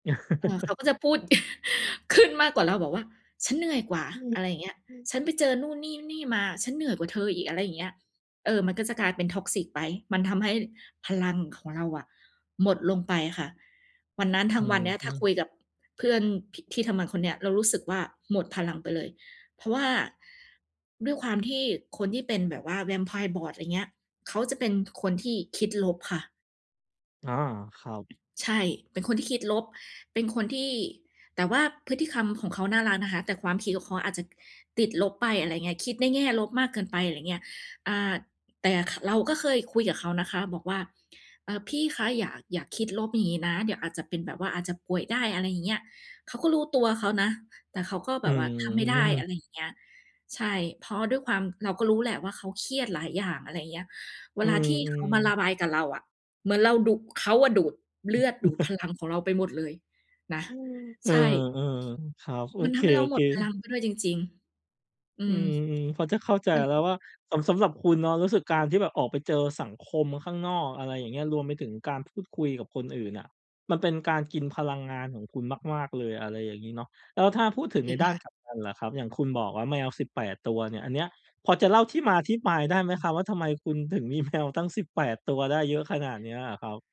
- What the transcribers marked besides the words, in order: chuckle; cough; other background noise; in English: "Toxic"; in English: "Vampire Board"; "พฤติกรรม" said as "พฤติคำ"; chuckle; other noise; tapping; laughing while speaking: "แมว"
- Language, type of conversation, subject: Thai, podcast, คุณสังเกตไหมว่าอะไรทำให้คุณรู้สึกมีพลังหรือหมดพลัง?